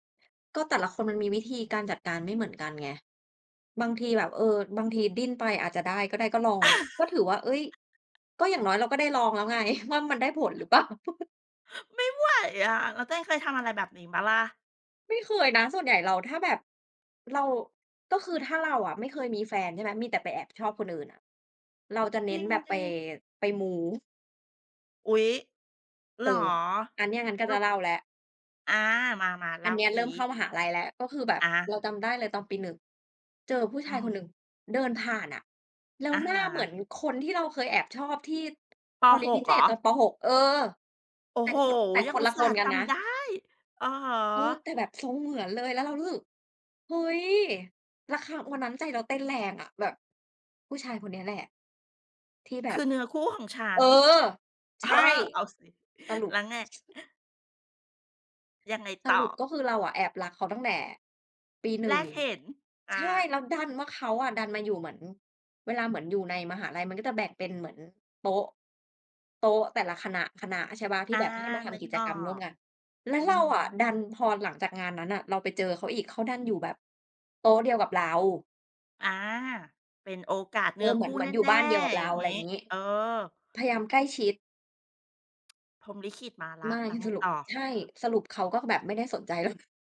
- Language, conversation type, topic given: Thai, unstructured, เมื่อความรักไม่สมหวัง เราควรทำใจอย่างไร?
- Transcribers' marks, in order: chuckle; other background noise; chuckle; tapping; laughing while speaking: "เปล่า"; chuckle; put-on voice: "ไม่ไหว"; stressed: "ได้"; background speech; laughing while speaking: "เรา"